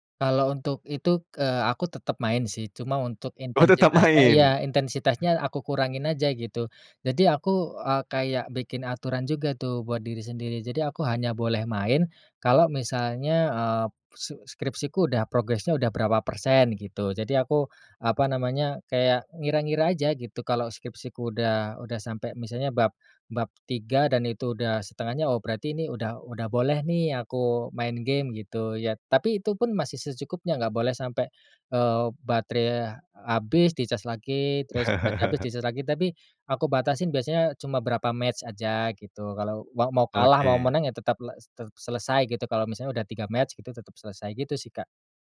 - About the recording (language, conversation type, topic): Indonesian, podcast, Pernah nggak aplikasi bikin kamu malah nunda kerja?
- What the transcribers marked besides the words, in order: laughing while speaking: "Oh tetap main"; in English: "match"; in English: "match"